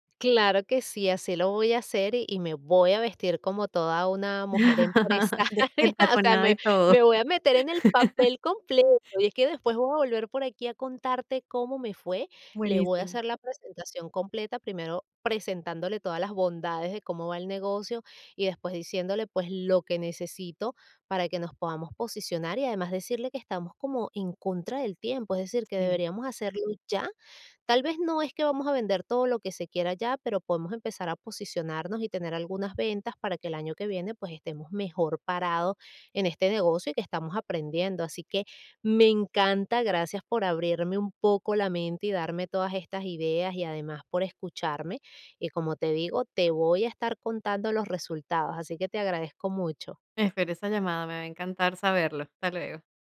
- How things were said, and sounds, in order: laughing while speaking: "empresaria"; laugh; chuckle
- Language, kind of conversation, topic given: Spanish, advice, ¿Me siento estancado y no sé cómo avanzar: qué puedo hacer?
- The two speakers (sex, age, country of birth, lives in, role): female, 40-44, Venezuela, United States, user; female, 50-54, Venezuela, United States, advisor